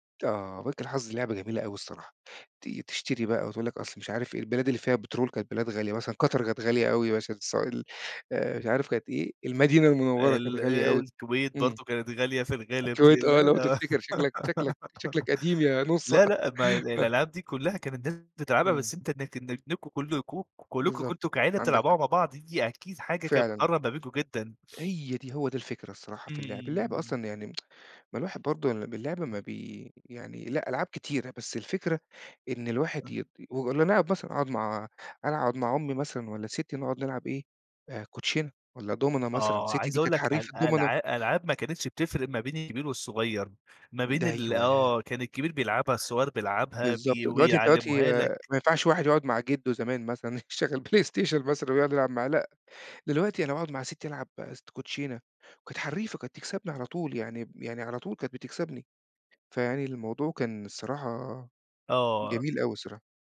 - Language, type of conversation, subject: Arabic, podcast, إيه اللعبة اللي كان ليها تأثير كبير على عيلتك؟
- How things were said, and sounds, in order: tapping; giggle; laugh; tsk; unintelligible speech; unintelligible speech; laughing while speaking: "يشغّل PlayStation مثلًا"